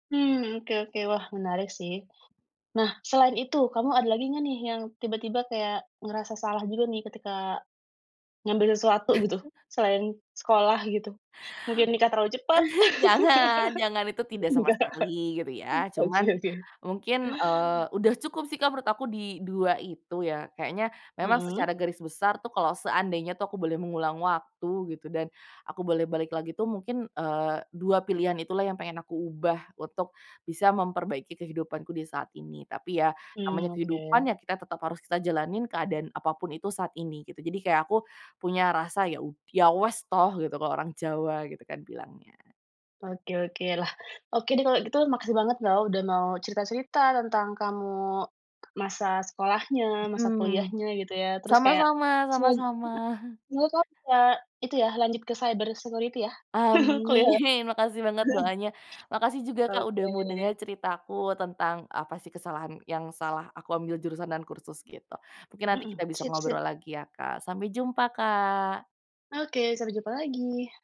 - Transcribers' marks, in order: chuckle; tapping; giggle; laugh; laughing while speaking: "Enggak"; in Javanese: "uwes toh"; chuckle; chuckle; in English: "cyber security"; chuckle; other background noise
- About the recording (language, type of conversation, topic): Indonesian, podcast, Pernah salah pilih jurusan atau kursus? Apa yang kamu lakukan setelahnya?